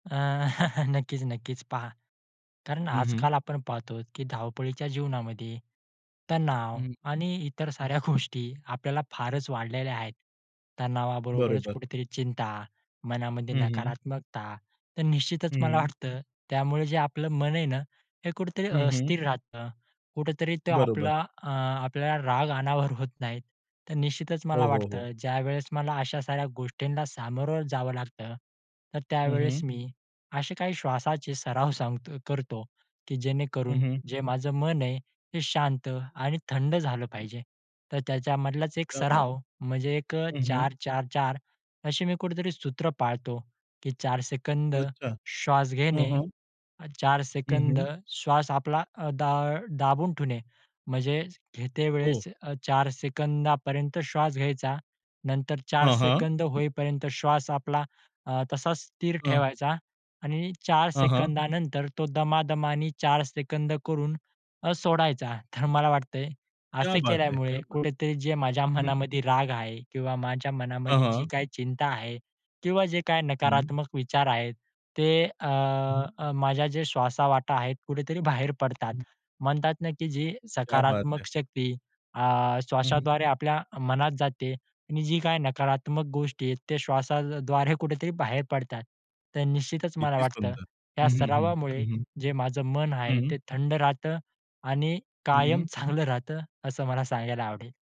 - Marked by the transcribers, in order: chuckle; other background noise; "असे" said as "अशे"; in Hindi: "क्या बात!"; in Hindi: "क्या बात है! क्या बात है!"; unintelligible speech; in Hindi: "क्या बात है"; unintelligible speech
- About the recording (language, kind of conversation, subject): Marathi, podcast, मन शांत करण्यासाठी तुम्ही एक अगदी सोपा श्वासाचा सराव सांगू शकता का?